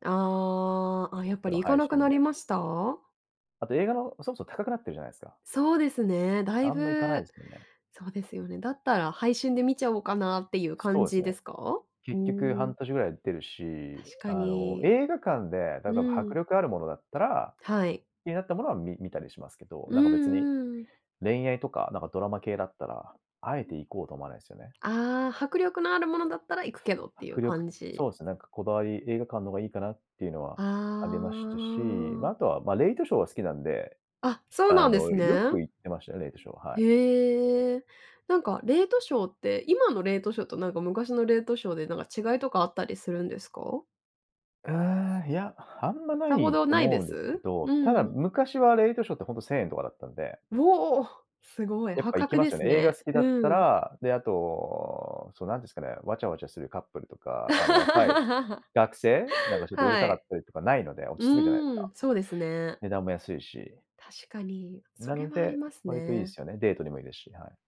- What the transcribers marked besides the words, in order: tapping; drawn out: "ああ"; laugh
- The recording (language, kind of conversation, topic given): Japanese, podcast, 昔よく通っていた映画館やレンタル店には、どんな思い出がありますか？